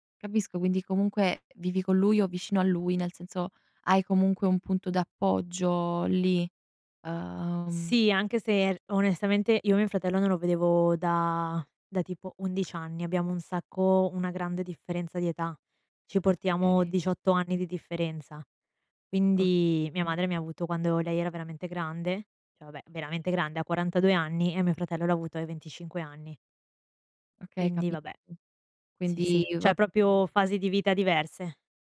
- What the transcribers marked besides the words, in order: "cioè" said as "ceh"; other background noise; "cioè" said as "ceh"; "proprio" said as "propio"
- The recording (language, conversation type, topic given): Italian, advice, Come posso gestire l’allontanamento dalla mia cerchia di amici dopo un trasferimento?